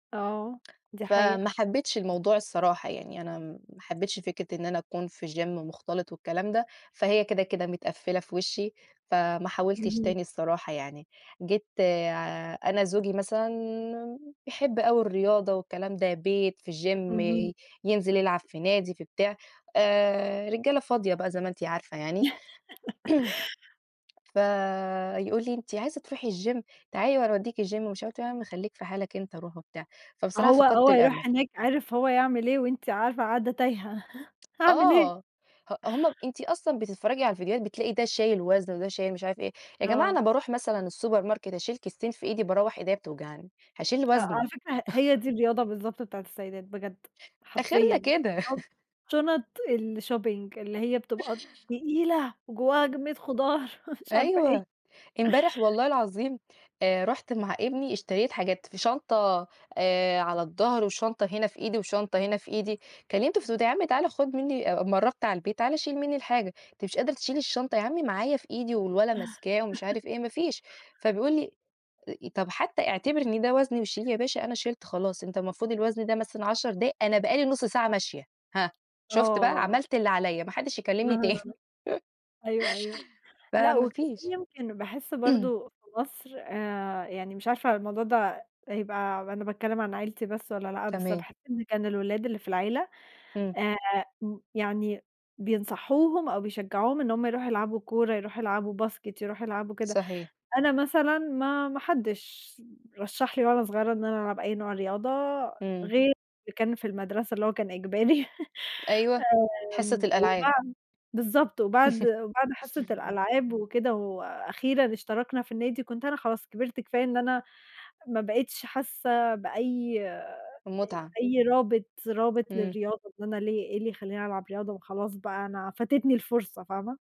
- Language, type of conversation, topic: Arabic, unstructured, هل بتفضل تتمرن في البيت ولا في الجيم؟
- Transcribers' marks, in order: in English: "جيم"; in English: "جيم"; throat clearing; tapping; in English: "الجيم"; in English: "الجيم"; chuckle; in English: "السوبر ماركت"; laugh; unintelligible speech; in English: "الshopping"; laugh; stressed: "تقيلة"; chuckle; unintelligible speech; laugh; throat clearing; in English: "basket"; laugh; laugh